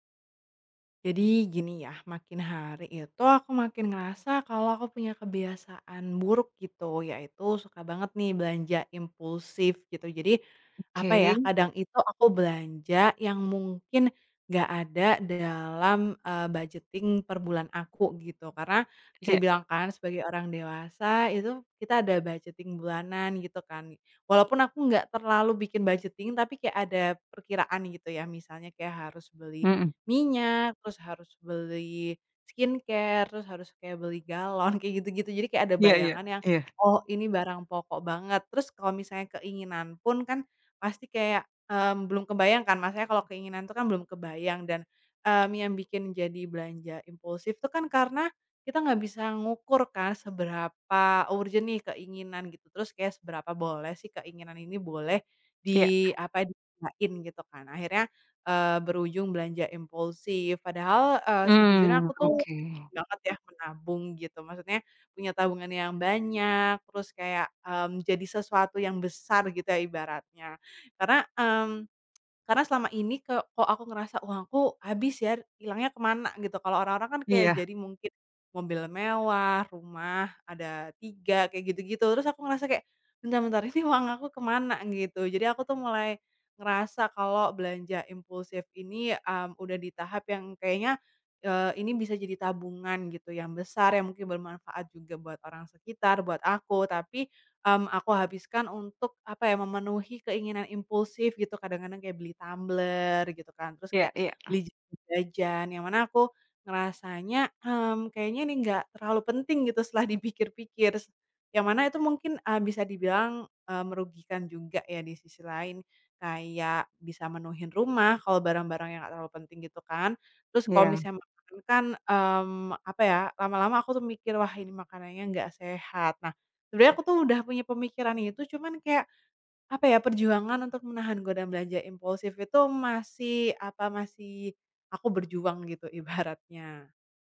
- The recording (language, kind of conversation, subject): Indonesian, advice, Bagaimana caramu menahan godaan belanja impulsif meski ingin menabung?
- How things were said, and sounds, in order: in English: "budgeting"; in English: "budgeting"; tapping; in English: "budgeting"; in English: "skincare"; laughing while speaking: "galon"; other background noise; laughing while speaking: "ibaratnya"